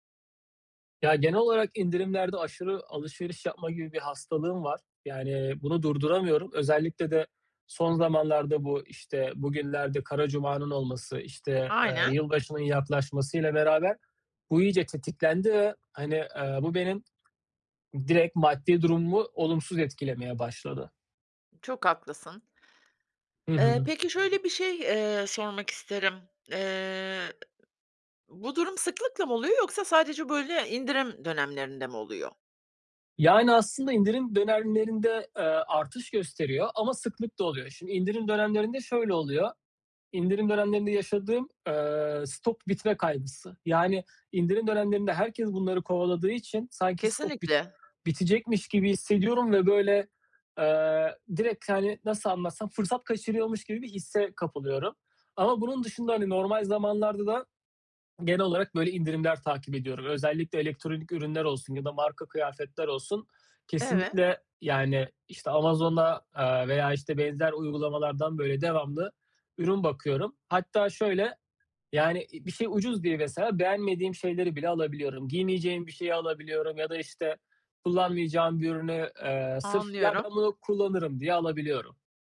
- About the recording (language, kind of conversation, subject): Turkish, advice, İndirim dönemlerinde gereksiz alışveriş yapma kaygısıyla nasıl başa çıkabilirim?
- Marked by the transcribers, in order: other background noise